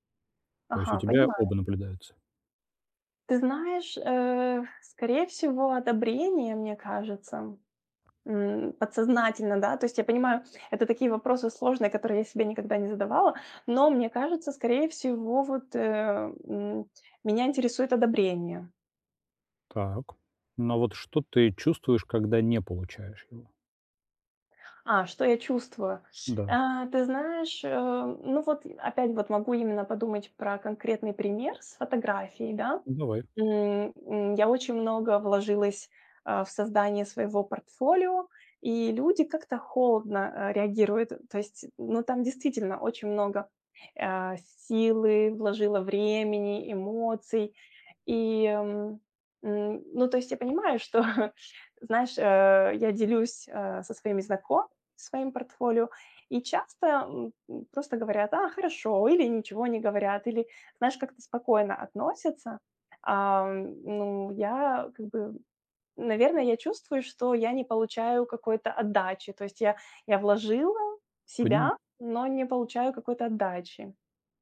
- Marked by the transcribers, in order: tapping; chuckle
- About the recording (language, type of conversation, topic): Russian, advice, Как мне управлять стрессом, не борясь с эмоциями?